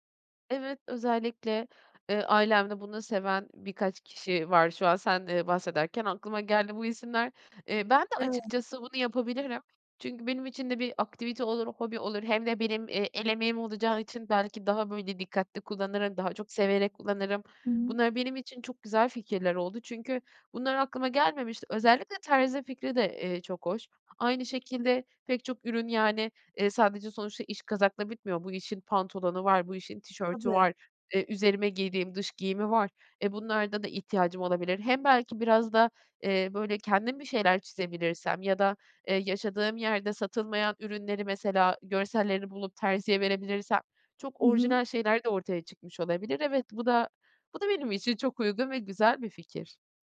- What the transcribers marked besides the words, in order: other background noise
- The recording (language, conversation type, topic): Turkish, advice, Kaliteli ama uygun fiyatlı ürünleri nasıl bulabilirim; nereden ve nelere bakmalıyım?